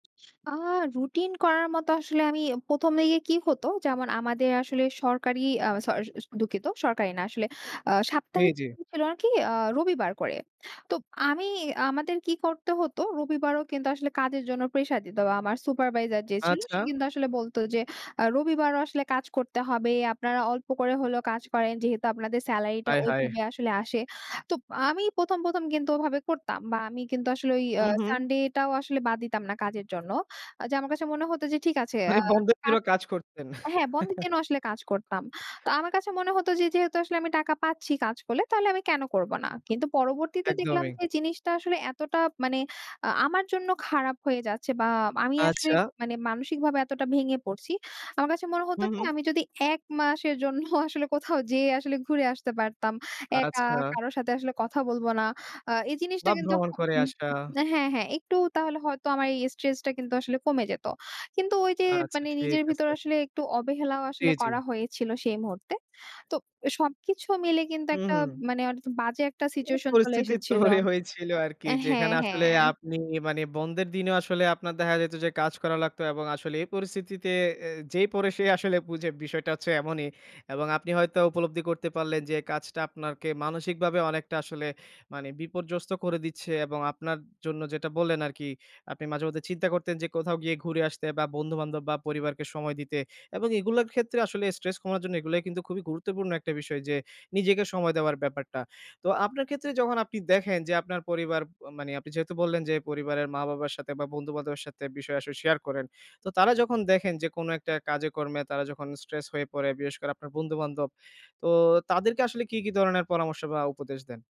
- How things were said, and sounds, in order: in English: "supervisor"; in English: "sunday"; chuckle; other noise; chuckle; in English: "stress"; "অবহেলাও" said as "অবেহেলাও"; in English: "situation"; laughing while speaking: "তৈরি"; "আপনাকে" said as "আপনারকে"; in English: "stress"; in English: "stress"
- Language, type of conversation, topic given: Bengali, podcast, স্ট্রেস কমানোর জন্য আপনার সবচেয়ে সহজ উপায় কী?